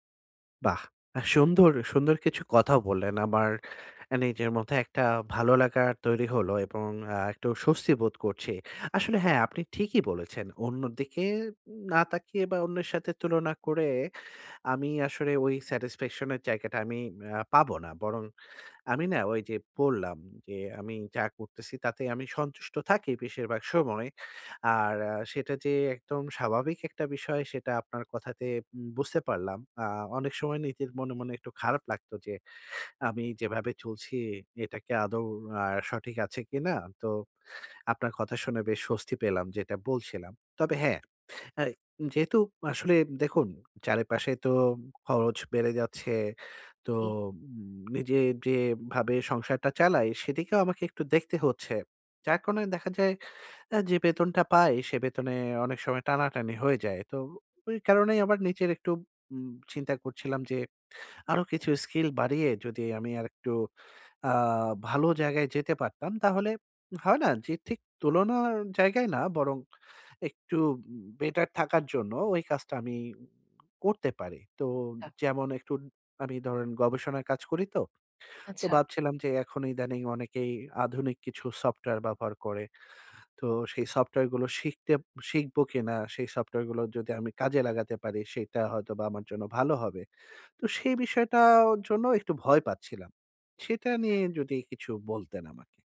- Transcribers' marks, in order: "ঠিক" said as "থিক"
- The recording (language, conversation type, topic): Bengali, advice, আমি কীভাবে দীর্ঘদিনের স্বস্তির গণ্ডি ছেড়ে উন্নতি করতে পারি?